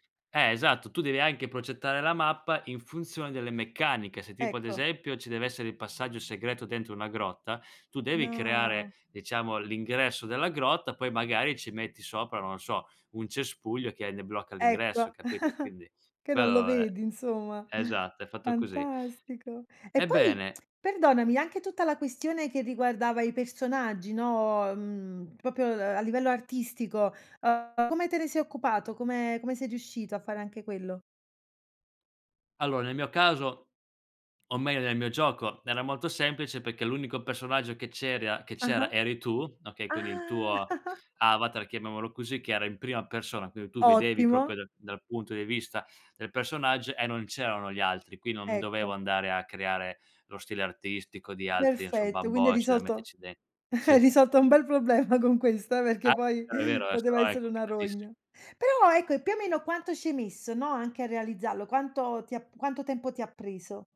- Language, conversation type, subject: Italian, podcast, Qual è stato il progetto più soddisfacente che hai realizzato?
- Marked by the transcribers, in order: drawn out: "No"; chuckle; tapping; "proprio" said as "popio"; drawn out: "Ah"; chuckle; chuckle; laughing while speaking: "sì"; laughing while speaking: "con questa"